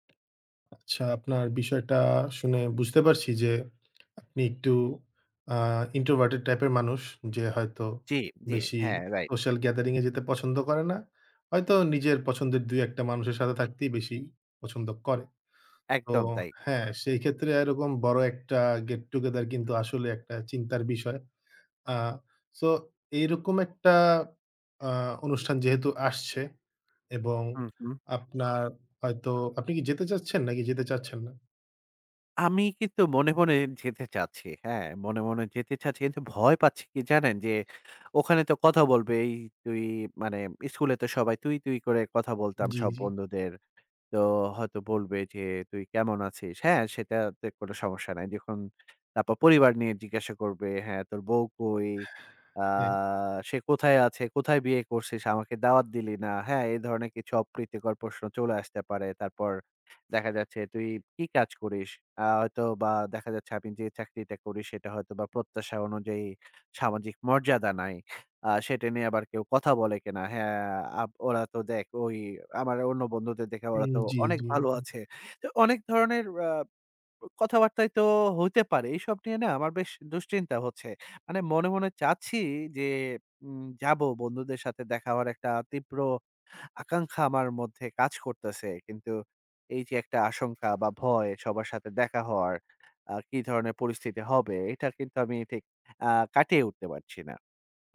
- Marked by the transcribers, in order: tapping; in English: "introverted"; in English: "social gathering"; scoff; sigh
- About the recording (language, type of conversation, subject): Bengali, advice, সামাজিক উদ্বেগের কারণে গ্রুপ ইভেন্টে যোগ দিতে আপনার ভয় লাগে কেন?